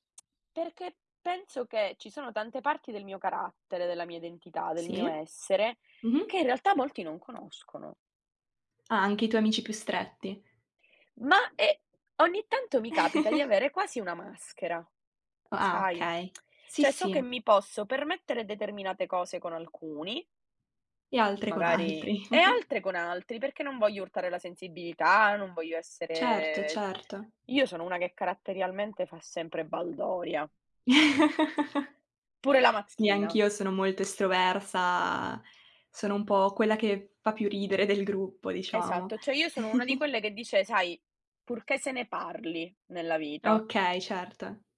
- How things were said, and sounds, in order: tsk; tapping; chuckle; tsk; "cioè" said as "ceh"; laughing while speaking: "altri"; chuckle; laugh; "cioè" said as "ceh"; giggle
- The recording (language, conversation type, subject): Italian, unstructured, Quale parte della tua identità ti sorprende di più?